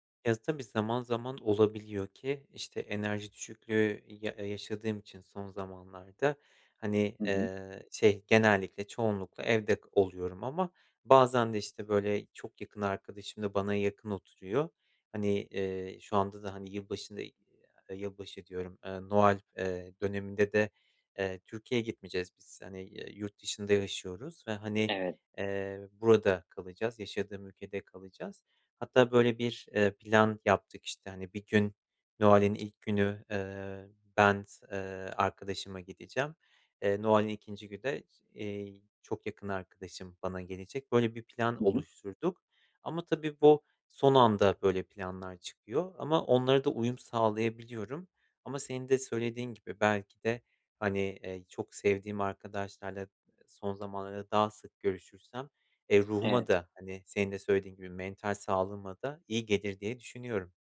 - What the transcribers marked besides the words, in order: in English: "mental"
- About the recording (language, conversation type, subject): Turkish, advice, Hafta sonlarımı dinlenmek ve enerji toplamak için nasıl düzenlemeliyim?
- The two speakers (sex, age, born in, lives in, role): male, 30-34, Turkey, Poland, user; male, 35-39, Turkey, Spain, advisor